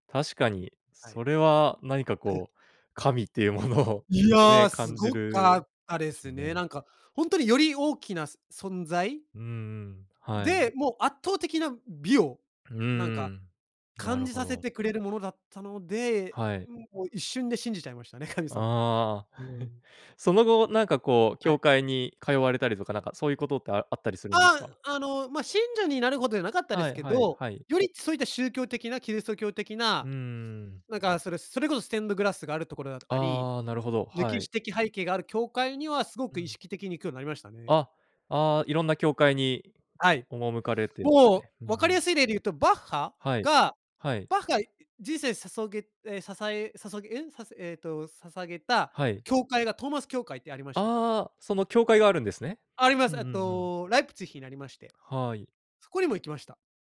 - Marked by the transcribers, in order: chuckle
- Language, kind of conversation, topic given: Japanese, podcast, 初めて強く心に残った曲を覚えていますか？